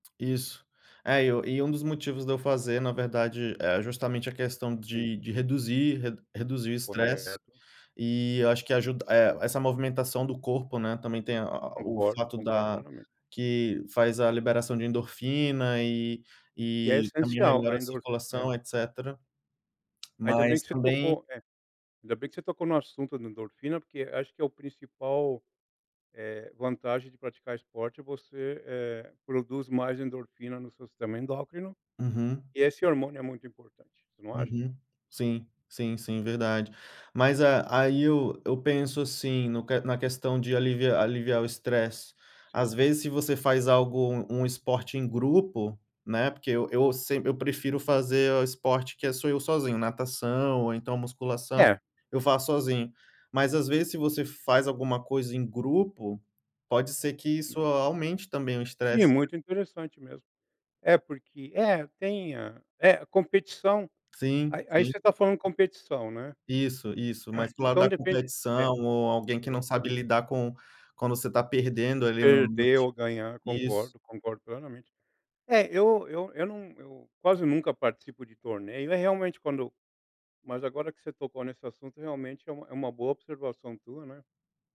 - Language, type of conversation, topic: Portuguese, unstructured, Como o esporte ajuda a aliviar o estresse?
- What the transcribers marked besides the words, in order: tapping